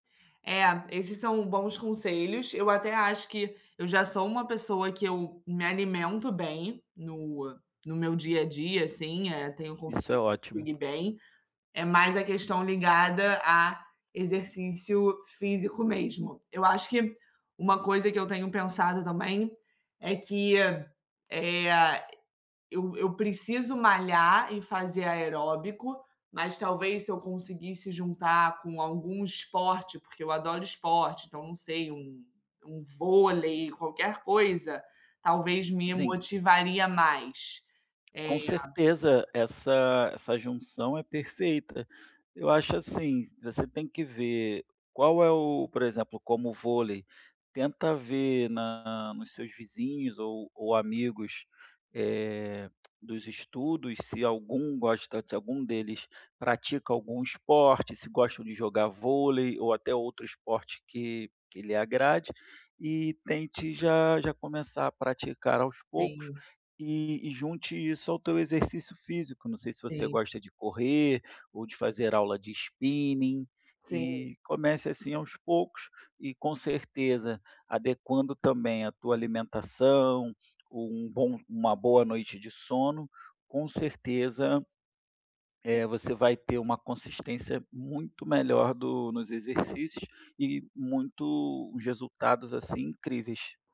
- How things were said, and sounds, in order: tapping; tongue click; other background noise
- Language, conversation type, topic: Portuguese, advice, Como posso ser mais consistente com os exercícios físicos?